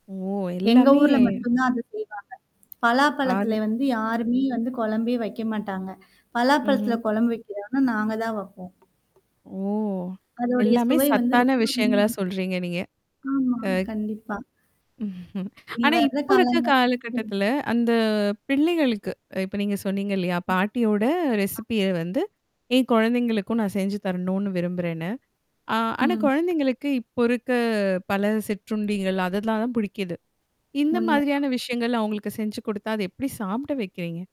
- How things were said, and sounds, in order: drawn out: "ஓ! எல்லாமே"; static; other noise; tapping; distorted speech; chuckle; unintelligible speech; mechanical hum; drawn out: "அந்த"; unintelligible speech; in English: "ரெசிபிய"; other background noise
- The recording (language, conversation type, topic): Tamil, podcast, பழைய குடும்பச் சமையல் குறிப்பை நீங்கள் எப்படிப் பாதுகாத்து வைத்திருக்கிறீர்கள்?